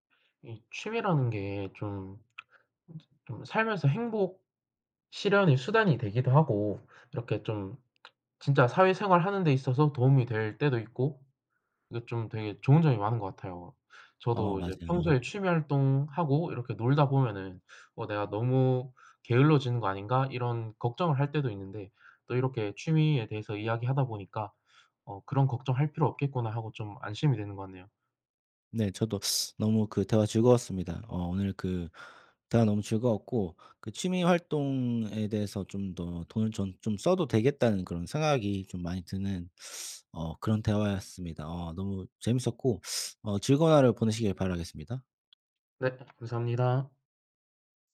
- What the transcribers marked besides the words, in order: other background noise; tapping; teeth sucking; teeth sucking; teeth sucking
- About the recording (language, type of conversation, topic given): Korean, unstructured, 취미 활동에 드는 비용이 너무 많을 때 상대방을 어떻게 설득하면 좋을까요?